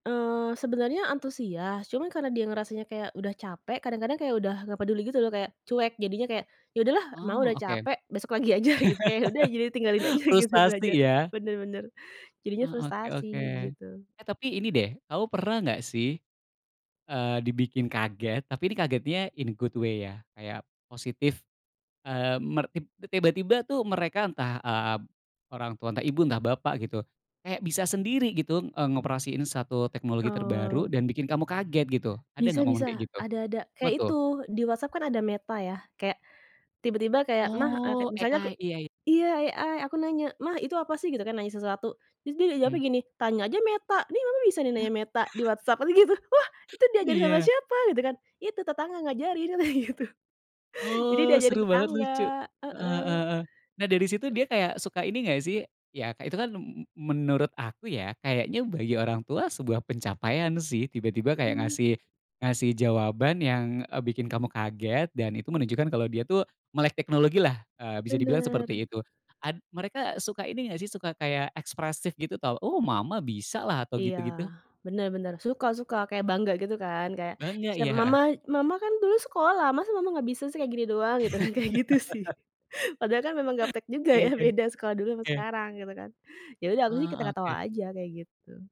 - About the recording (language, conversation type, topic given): Indonesian, podcast, Bagaimana cara kamu mengajarkan teknologi baru kepada orang tua?
- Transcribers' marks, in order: laugh; laughing while speaking: "aja"; laughing while speaking: "aja gitu"; in English: "in a good way"; tapping; in English: "AI"; in English: "AI"; laugh; other background noise; laughing while speaking: "katanya gitu"; laughing while speaking: "kan kayak gitu sih"; laugh; laughing while speaking: "juga ya"